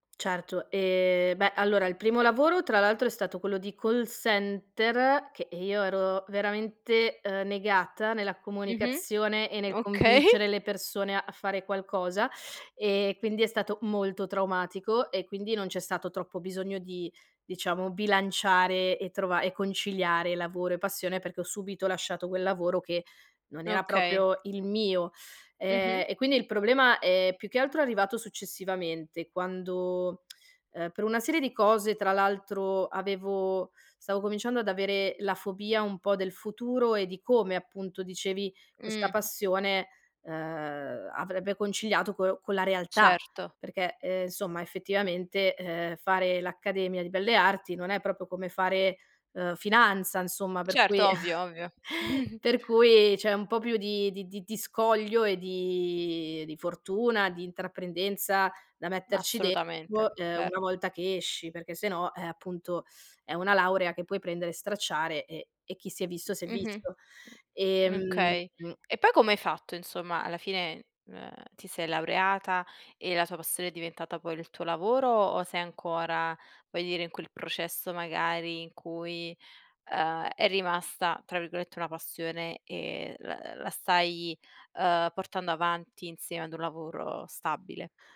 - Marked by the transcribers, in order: laughing while speaking: "okay"; "proprio" said as "propio"; chuckle; "passione" said as "passone"
- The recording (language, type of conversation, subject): Italian, podcast, Come scegli tra una passione e un lavoro stabile?